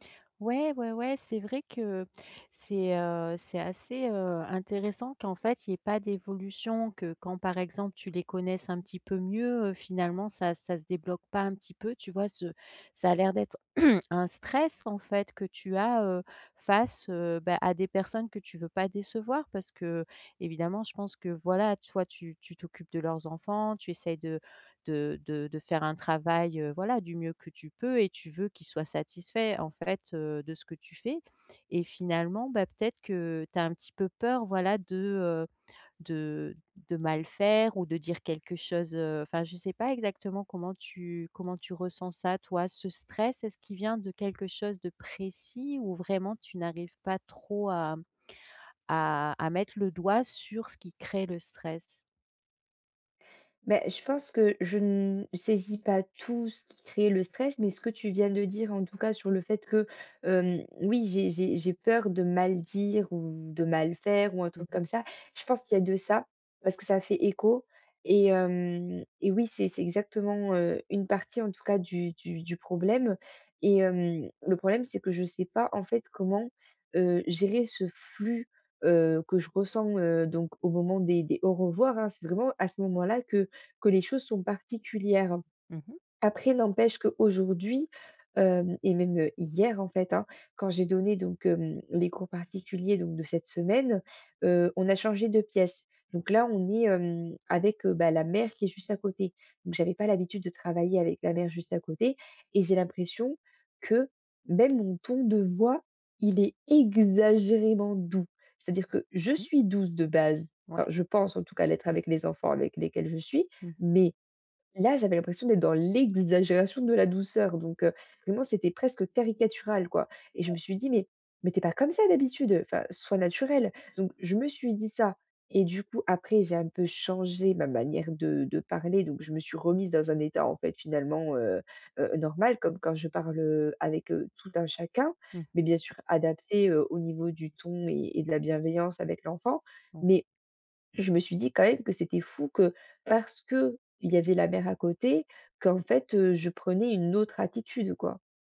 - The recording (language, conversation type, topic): French, advice, Comment puis-je être moi-même chaque jour sans avoir peur ?
- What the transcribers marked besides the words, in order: throat clearing; stressed: "voilà"; tapping; stressed: "ne"; stressed: "flux"; stressed: "mère"; stressed: "voix"; stressed: "exagérément"; stressed: "l'exagération"; unintelligible speech